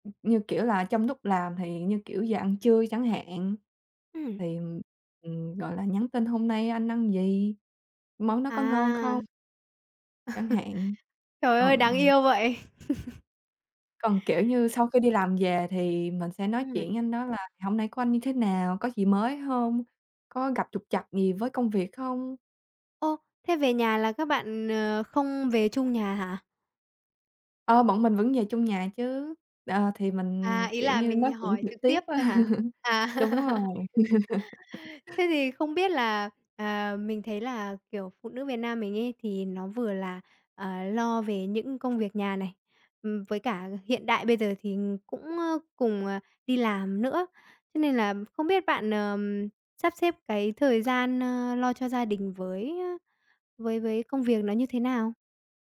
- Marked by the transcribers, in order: other noise; laugh; laugh; tapping; laugh
- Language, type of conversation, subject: Vietnamese, podcast, Làm sao để giữ lửa trong mối quan hệ vợ chồng?